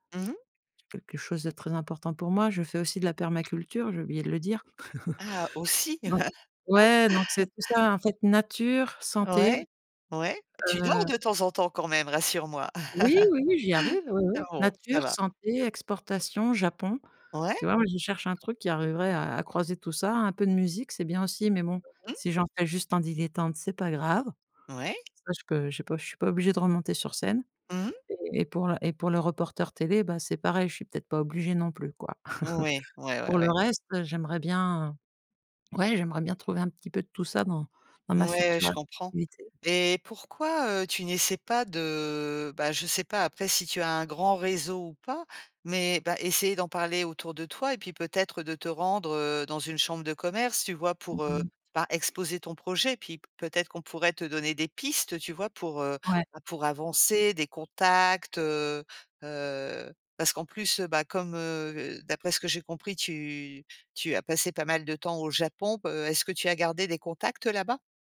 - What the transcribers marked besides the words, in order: laugh; other background noise; laugh; laugh; chuckle; drawn out: "de"
- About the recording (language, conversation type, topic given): French, advice, Comment décririez-vous votre perte d’emploi et la nouvelle direction professionnelle que vous souhaitez prendre ?